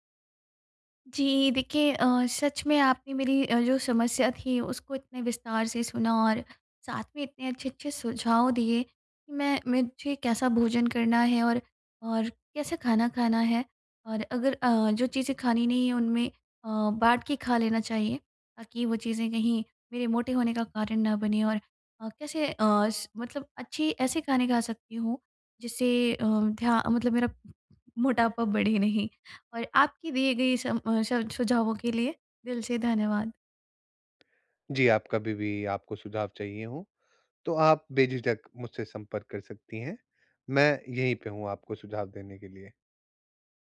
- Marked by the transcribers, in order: none
- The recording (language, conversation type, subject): Hindi, advice, मैं सामाजिक आयोजनों में स्वस्थ और संतुलित भोजन विकल्प कैसे चुनूँ?